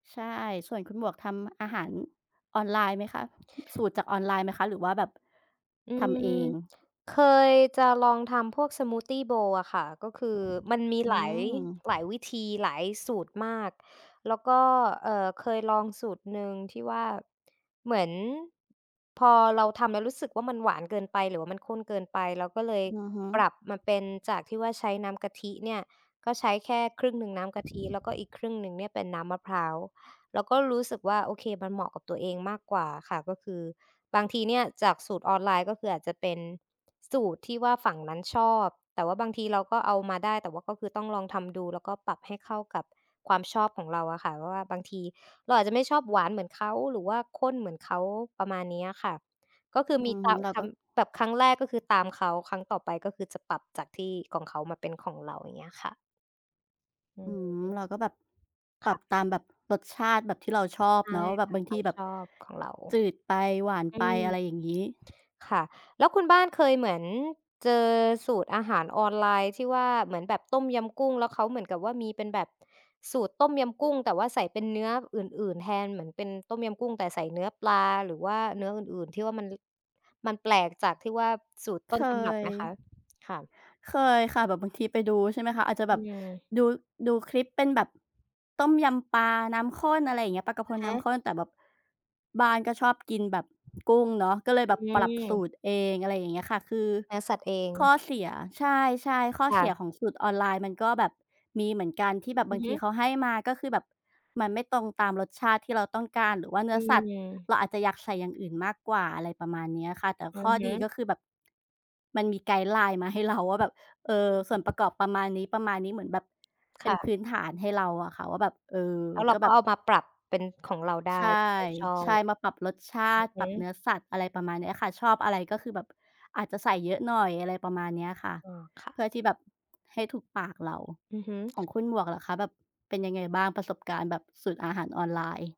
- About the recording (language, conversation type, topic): Thai, unstructured, คุณเคยลองทำอาหารตามสูตรอาหารออนไลน์หรือไม่?
- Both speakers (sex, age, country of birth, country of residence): female, 25-29, Thailand, Thailand; female, 35-39, Thailand, Thailand
- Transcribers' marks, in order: tapping; other background noise; in English: "สมูททีโบวล์"; wind